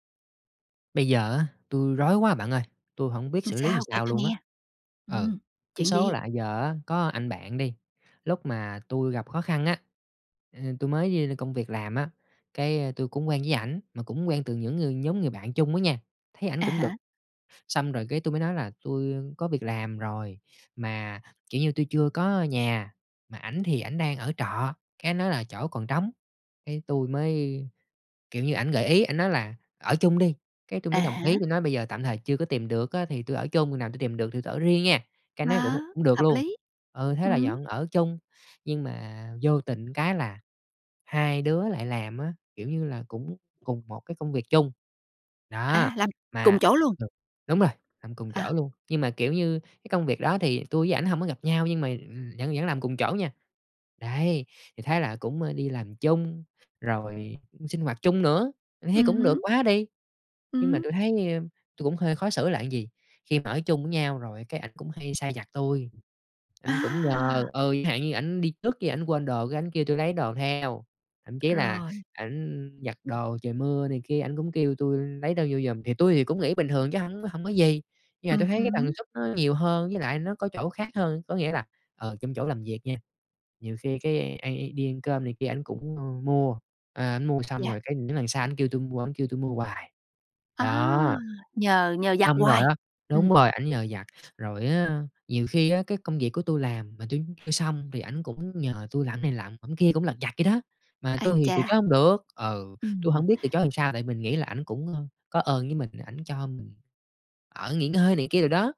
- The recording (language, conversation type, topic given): Vietnamese, advice, Bạn lợi dụng mình nhưng mình không biết từ chối
- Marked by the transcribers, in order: tapping; other background noise